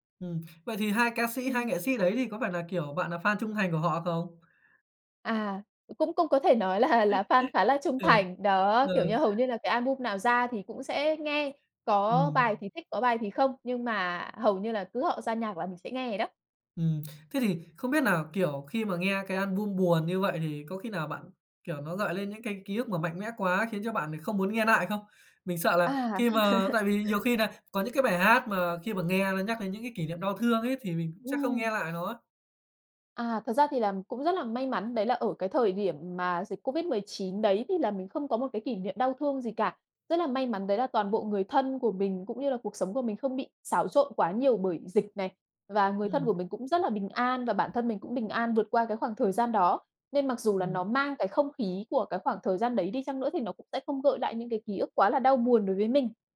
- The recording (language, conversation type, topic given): Vietnamese, podcast, Bạn có hay nghe lại những bài hát cũ để hoài niệm không, và vì sao?
- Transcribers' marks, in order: laughing while speaking: "là là"; laugh; laugh